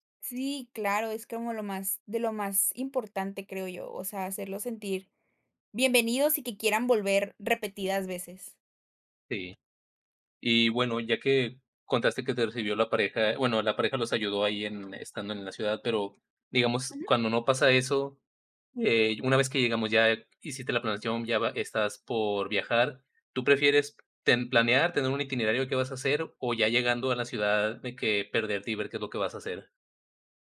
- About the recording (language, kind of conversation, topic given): Spanish, podcast, ¿Qué te fascina de viajar por placer?
- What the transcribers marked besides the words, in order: none